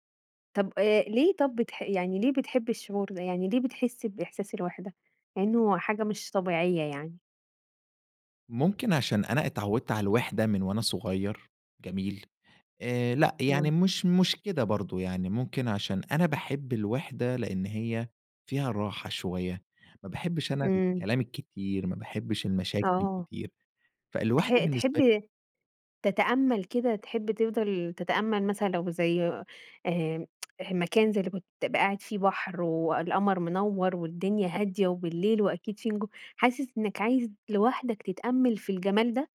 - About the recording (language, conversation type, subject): Arabic, podcast, إيه دور الذكريات في حبّك لأغاني معيّنة؟
- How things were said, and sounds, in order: tsk